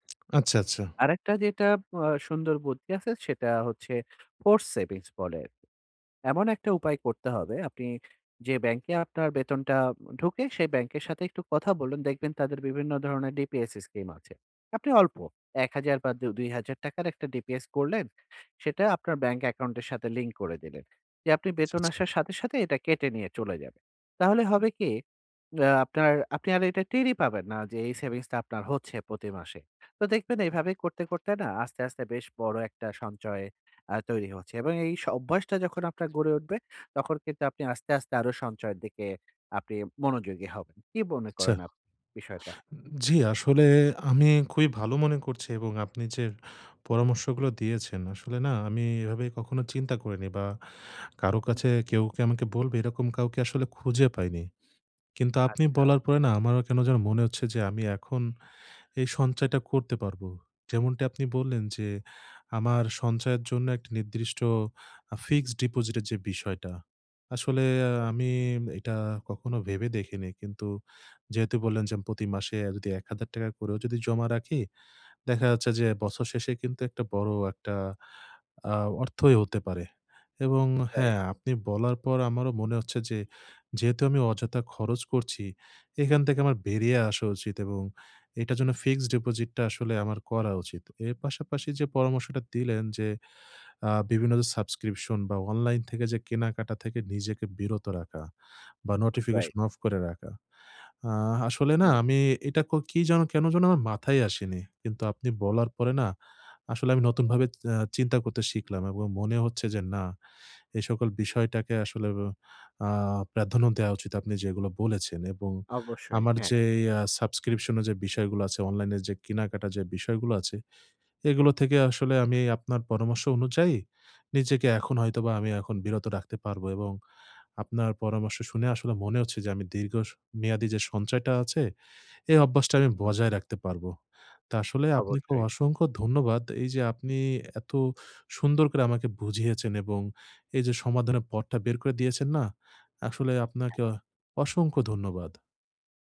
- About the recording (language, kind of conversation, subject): Bengali, advice, আমি কীভাবে আয় বাড়লেও দীর্ঘমেয়াদে সঞ্চয় বজায় রাখতে পারি?
- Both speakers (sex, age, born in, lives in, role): male, 25-29, Bangladesh, Bangladesh, user; male, 40-44, Bangladesh, Finland, advisor
- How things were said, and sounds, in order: tapping; in English: "force savings"; in English: "DPS scheme"; in English: "link"; in English: "savings"; "নির্দিষ্ট" said as "নিদ্রিস্ট"; in English: "fixed deposit"; in English: "fixed deposit"